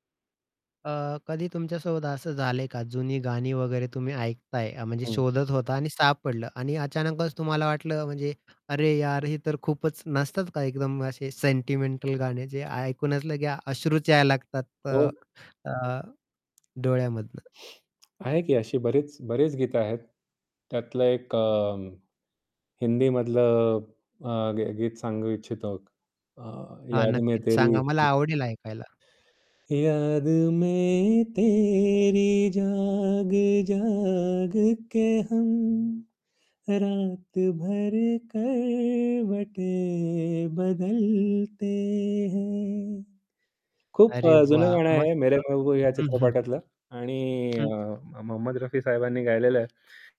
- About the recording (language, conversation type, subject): Marathi, podcast, तुम्हाला एखादं जुने गाणं शोधायचं असेल, तर तुम्ही काय कराल?
- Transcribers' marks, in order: distorted speech; in English: "सेंटिमेंटल"; tapping; other background noise; static; unintelligible speech; in Hindi: "याद में तेरी जाग, जाग के हम, रातभर करवटे बदलते है"; singing: "याद में तेरी जाग, जाग के हम, रातभर करवटे बदलते है"